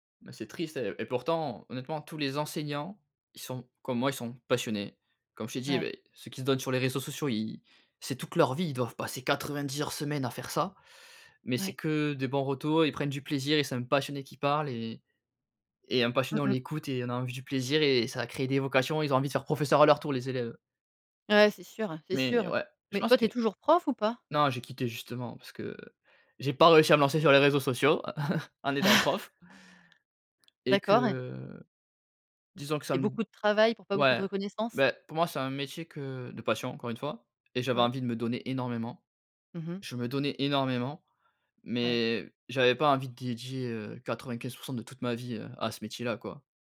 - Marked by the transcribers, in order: chuckle
- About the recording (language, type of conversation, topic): French, podcast, Comment apprends-tu le mieux : seul, en groupe ou en ligne, et pourquoi ?